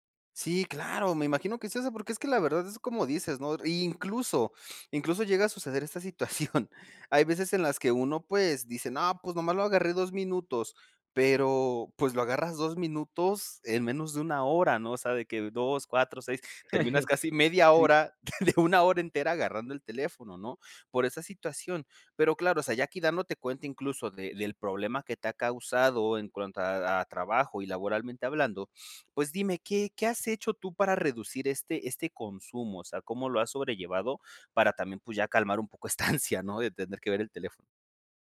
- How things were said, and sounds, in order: laughing while speaking: "situación"; chuckle; laughing while speaking: "de de"; laughing while speaking: "esta ansia"
- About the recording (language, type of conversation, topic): Spanish, podcast, ¿Te pasa que miras el celular sin darte cuenta?
- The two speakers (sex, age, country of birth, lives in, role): male, 20-24, Mexico, Mexico, host; male, 20-24, Mexico, United States, guest